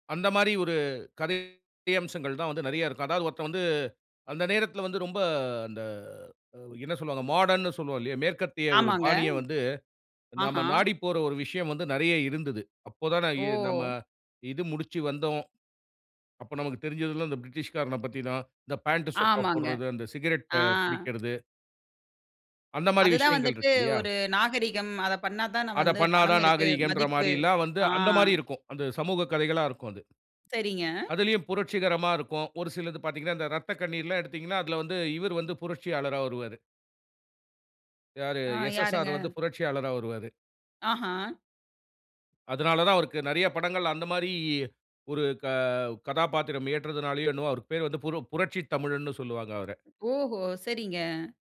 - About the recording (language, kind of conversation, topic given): Tamil, podcast, சினிமா நம்ம சமூகத்தை எப்படி பிரதிபலிக்கிறது?
- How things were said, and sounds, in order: in English: "மாடர்ன்னு"; in English: "பிரிட்டிஷ்"